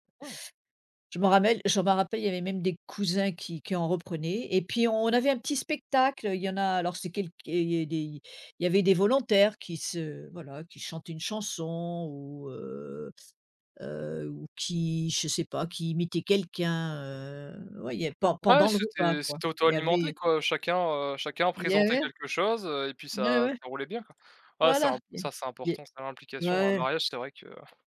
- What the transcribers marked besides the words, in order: "rappelle" said as "rammelle"; drawn out: "heu"; tapping; trusting: "Voila, il y av il y a ouais"
- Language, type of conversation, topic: French, unstructured, Quels souvenirs d’enfance te rendent encore nostalgique aujourd’hui ?